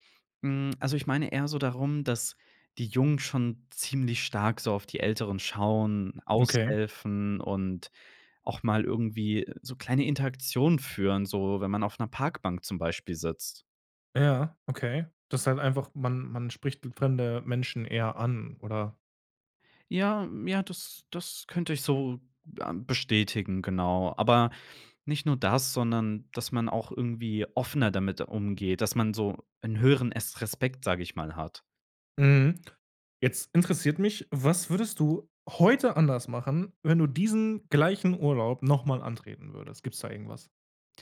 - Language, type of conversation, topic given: German, podcast, Was war dein schönstes Reiseerlebnis und warum?
- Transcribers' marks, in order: other background noise; stressed: "heute"